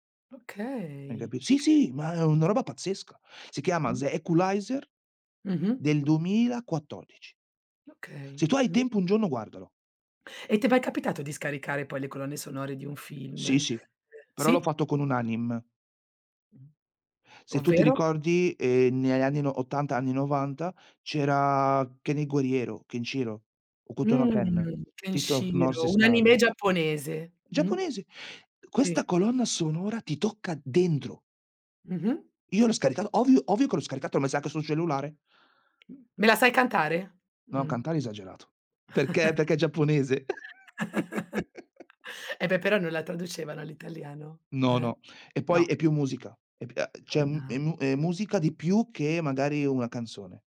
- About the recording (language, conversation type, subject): Italian, podcast, Che importanza hanno, secondo te, le colonne sonore nei film?
- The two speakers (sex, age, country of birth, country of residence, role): female, 40-44, Italy, Spain, host; male, 40-44, Italy, Italy, guest
- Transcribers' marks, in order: "Okay" said as "kay"; "The Equalizer" said as "ze eculazer"; other background noise; in Japanese: "animm"; "anime" said as "animm"; "negli" said as "neagli"; drawn out: "era"; "Fist of North Star" said as "Fist of North Estar"; in Japanese: "anime"; "scaricata" said as "scaricad"; "ovvio" said as "ovio"; "ovvio" said as "ovio"; tapping; chuckle; giggle